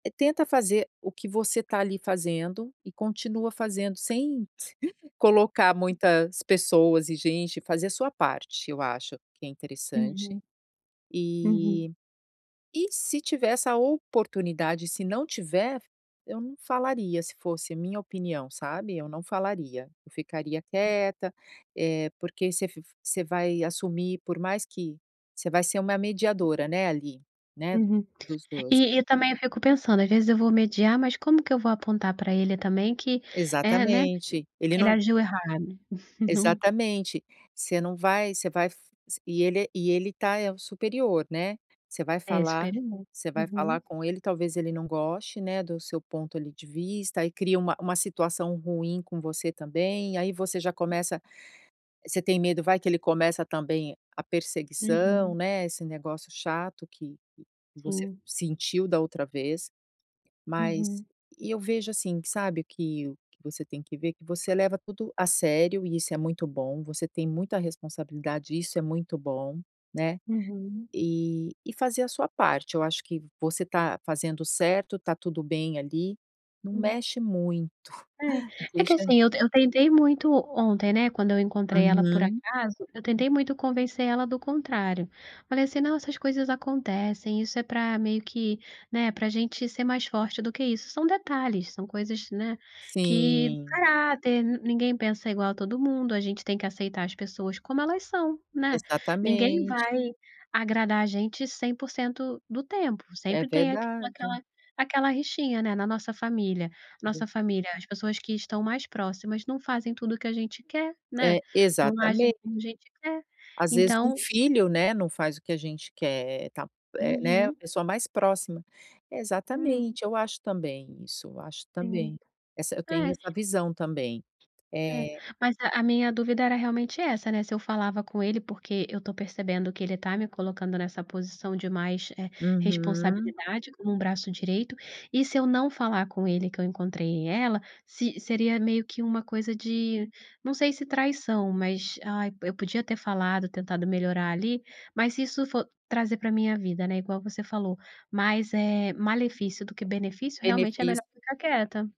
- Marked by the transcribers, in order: other noise; tapping; chuckle; chuckle; unintelligible speech
- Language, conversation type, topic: Portuguese, advice, Como lidar com o medo de recaída ao assumir novas responsabilidades?